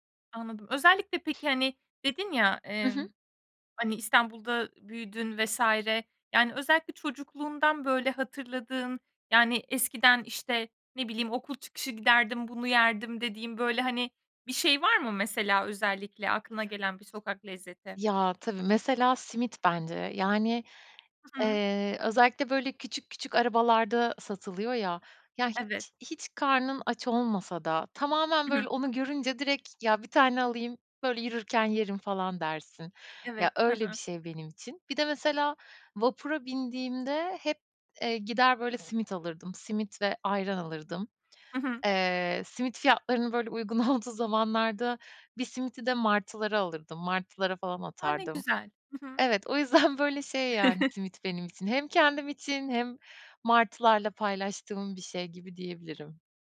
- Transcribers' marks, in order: tapping; other background noise; laughing while speaking: "olduğu"; laughing while speaking: "yüzden"; chuckle
- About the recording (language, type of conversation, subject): Turkish, podcast, Sokak lezzetleri senin için ne ifade ediyor?